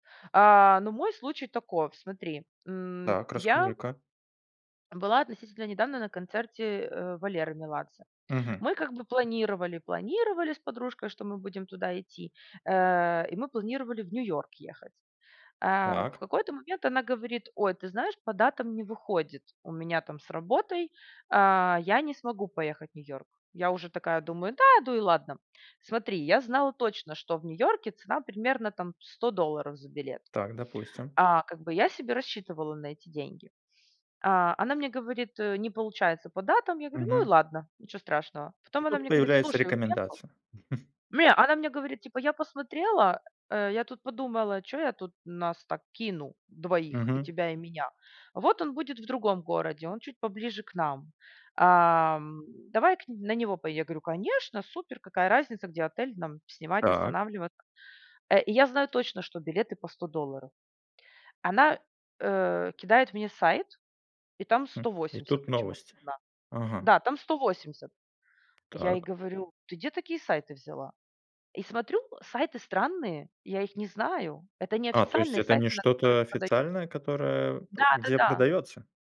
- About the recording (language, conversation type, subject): Russian, podcast, Что тебя больше всего раздражает в соцсетях?
- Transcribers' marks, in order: chuckle; tapping